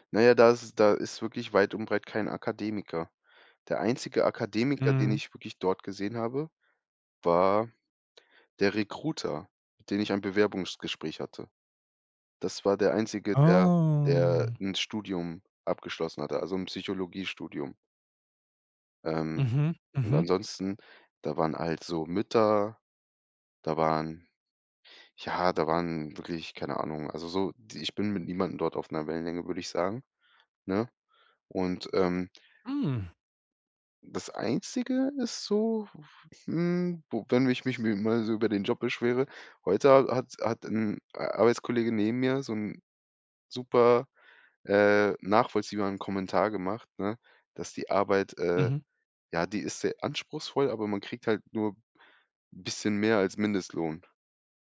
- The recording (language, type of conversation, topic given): German, podcast, Was macht einen Job für dich sinnvoll?
- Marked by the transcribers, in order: drawn out: "Oh"; other noise